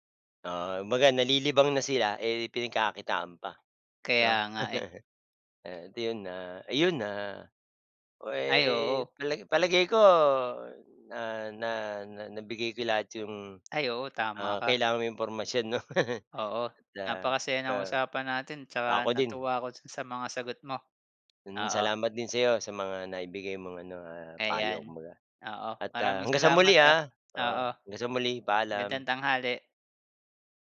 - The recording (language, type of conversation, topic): Filipino, unstructured, Paano mo ginagamit ang libangan mo para mas maging masaya?
- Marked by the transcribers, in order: chuckle; laugh